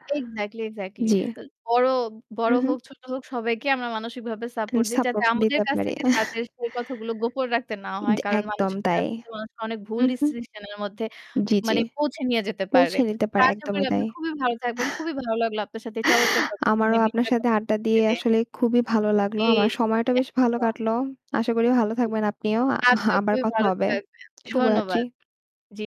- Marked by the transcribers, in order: distorted speech; tapping; other background noise; chuckle; unintelligible speech; chuckle; laughing while speaking: "আ আবার"
- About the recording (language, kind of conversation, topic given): Bengali, unstructured, অনেক মানুষ কেন তাদের মানসিক সমস্যার কথা গোপন রাখে?